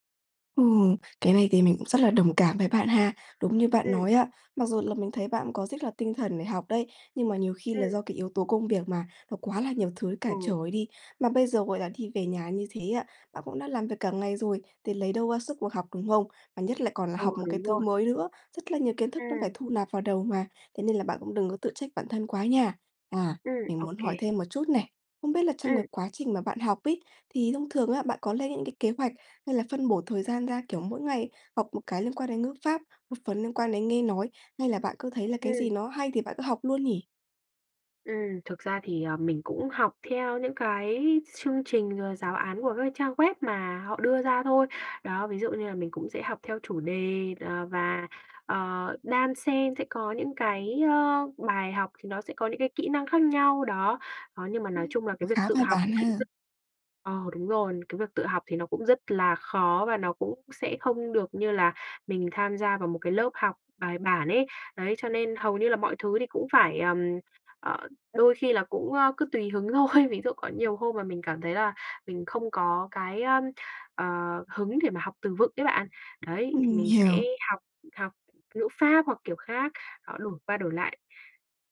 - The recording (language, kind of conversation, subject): Vietnamese, advice, Làm sao tôi có thể linh hoạt điều chỉnh kế hoạch khi mục tiêu thay đổi?
- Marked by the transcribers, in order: other background noise; tapping; laughing while speaking: "thôi"